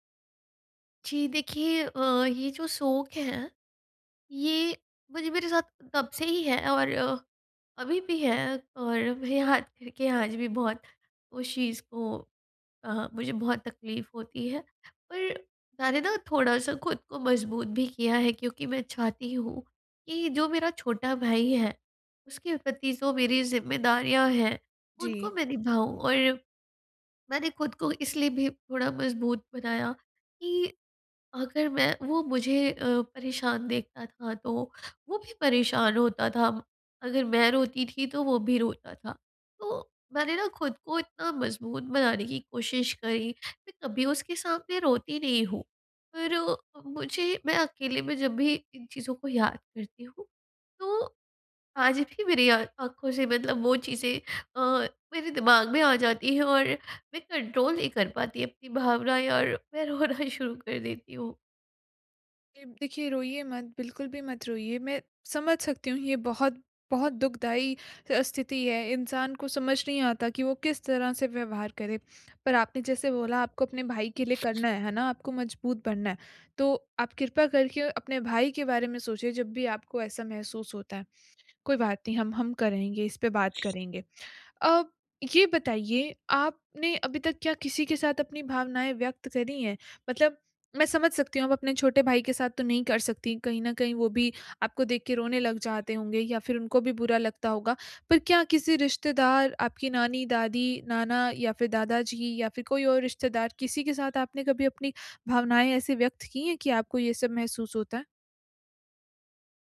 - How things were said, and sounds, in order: sad: "और अभी भी है और … कर देती हूँ"; in English: "कंट्रोल"; other background noise
- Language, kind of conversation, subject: Hindi, advice, भावनात्मक शोक को धीरे-धीरे कैसे संसाधित किया जाए?